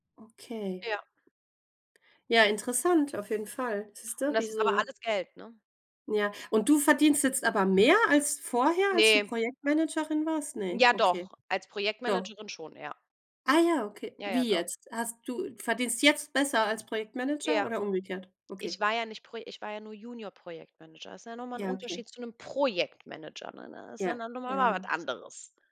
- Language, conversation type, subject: German, unstructured, Wie entscheidest du dich für eine berufliche Laufbahn?
- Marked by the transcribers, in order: stressed: "Projektmanager"